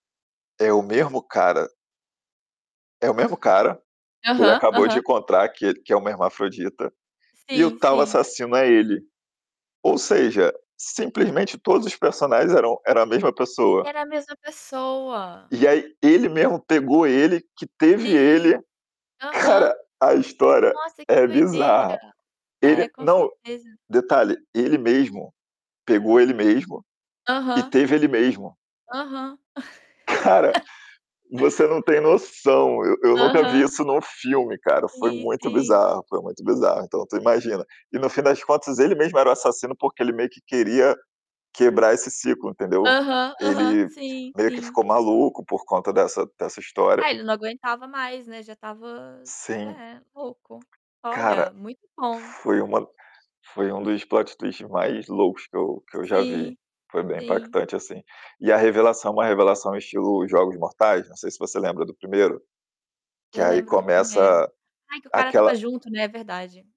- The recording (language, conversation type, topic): Portuguese, unstructured, O que é mais surpreendente: uma revelação num filme ou uma reviravolta num livro?
- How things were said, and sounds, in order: static; other background noise; chuckle; tapping; in English: "plot twist"